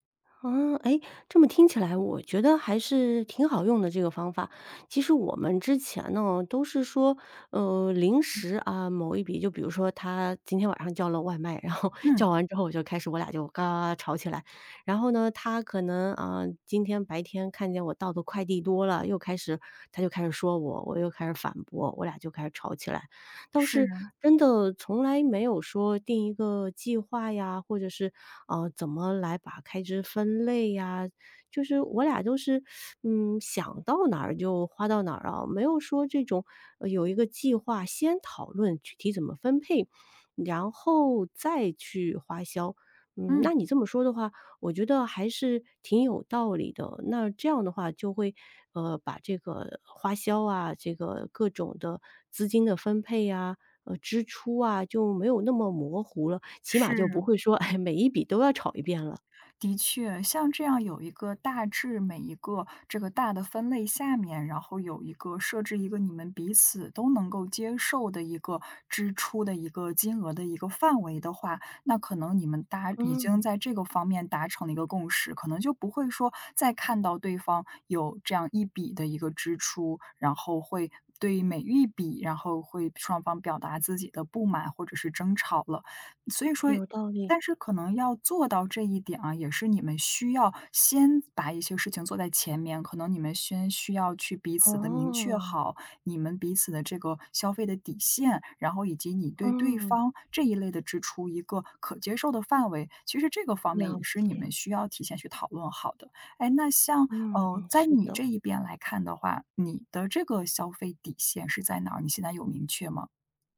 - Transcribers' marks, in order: other background noise; laughing while speaking: "然后"; teeth sucking; laughing while speaking: "哎"; tapping
- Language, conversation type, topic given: Chinese, advice, 你和伴侣因日常开支意见不合、总是争吵且难以达成共识时，该怎么办？